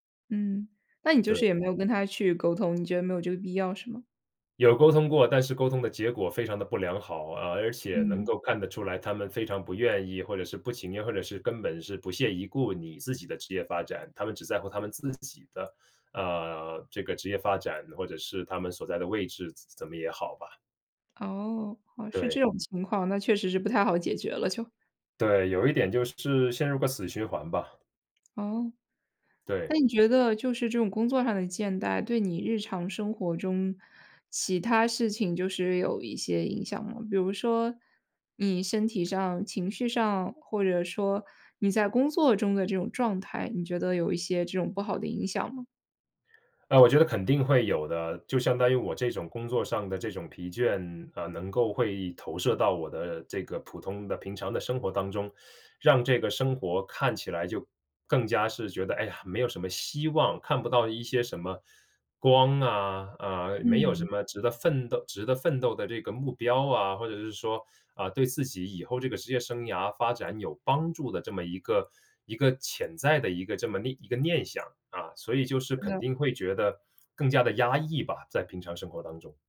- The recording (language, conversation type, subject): Chinese, podcast, 你有过职业倦怠的经历吗？
- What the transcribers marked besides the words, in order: other background noise; sad: "哎呀"